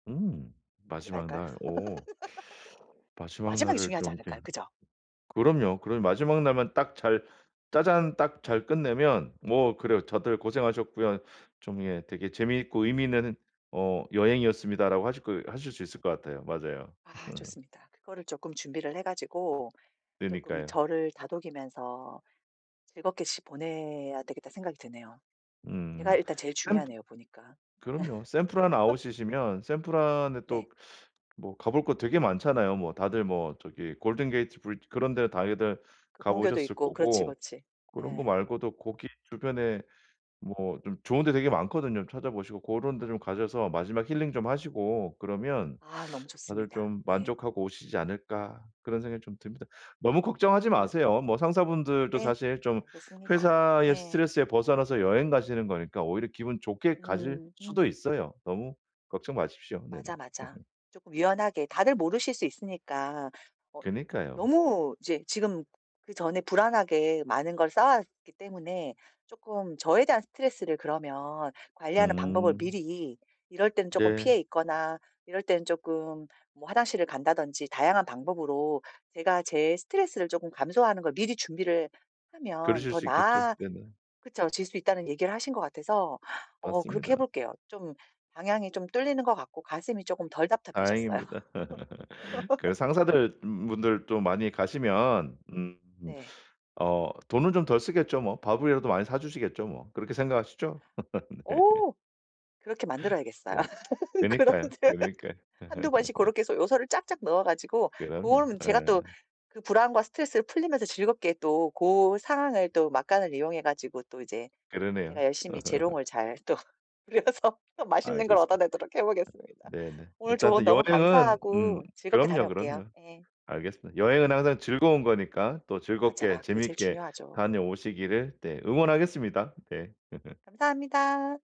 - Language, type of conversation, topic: Korean, advice, 여행 중 불안과 스트레스를 어떻게 줄일 수 있을까요?
- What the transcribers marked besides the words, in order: other background noise; laugh; tapping; laughing while speaking: "예"; laugh; laugh; laugh; laughing while speaking: "네"; laugh; laughing while speaking: "그런데"; laugh; laughing while speaking: "그니까요"; laugh; laugh; laughing while speaking: "또 부려서 또 맛있는 걸 얻어내도록 해보겠습니다"; laugh